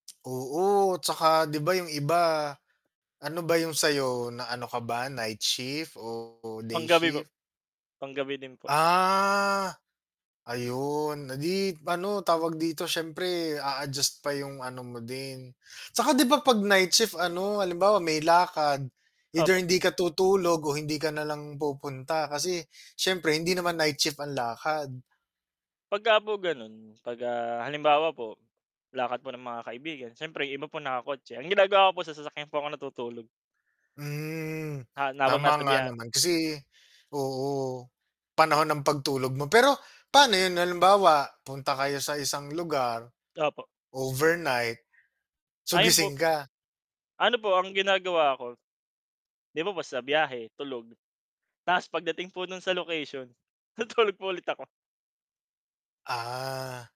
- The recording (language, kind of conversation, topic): Filipino, unstructured, Ano ang masasabi mo sa mga gym na napakamahal ng bayad sa pagiging kasapi?
- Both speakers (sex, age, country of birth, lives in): male, 25-29, Philippines, Philippines; male, 35-39, Philippines, Philippines
- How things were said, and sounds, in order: static; tapping; distorted speech; drawn out: "Ah"; chuckle